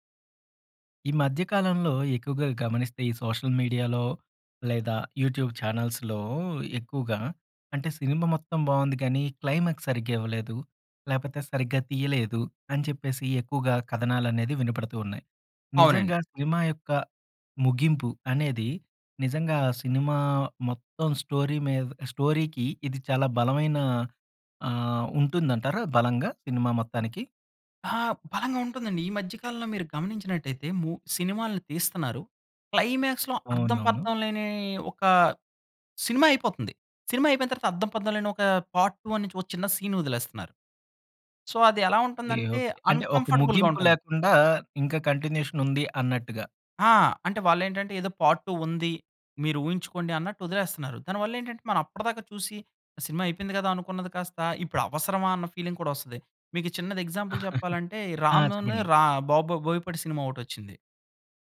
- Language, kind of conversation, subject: Telugu, podcast, సినిమా ముగింపు బాగుంటే ప్రేక్షకులపై సినిమా మొత్తం ప్రభావం ఎలా మారుతుంది?
- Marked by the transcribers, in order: in English: "సోషల్ మీడియాలో"; in English: "యూట్యూబ్ ఛానల్స్‌లో"; in English: "క్లైమాక్స్"; in English: "స్టోరీ"; in English: "స్టోరీకి"; in English: "క్లైమాక్స్‌లో"; in English: "పార్ట్ వన్"; in English: "సీన్"; in English: "సో"; in English: "అన్‌కంఫోర్టబుల్‌గా"; in English: "కంటిన్యూషన్"; in English: "పార్ట్ టూ"; in English: "ఫీలింగ్"; chuckle; in English: "ఎగ్జాంపుల్"